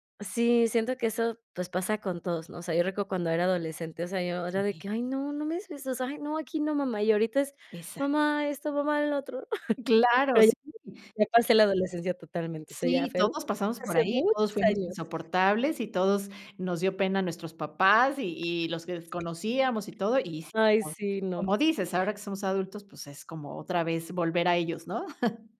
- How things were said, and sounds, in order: other noise; chuckle; unintelligible speech; "fue" said as "feu"; unintelligible speech; unintelligible speech; chuckle
- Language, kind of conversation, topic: Spanish, podcast, ¿Qué haces para desconectar al final del día?
- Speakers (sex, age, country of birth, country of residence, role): female, 30-34, United States, United States, host; female, 45-49, Mexico, Mexico, guest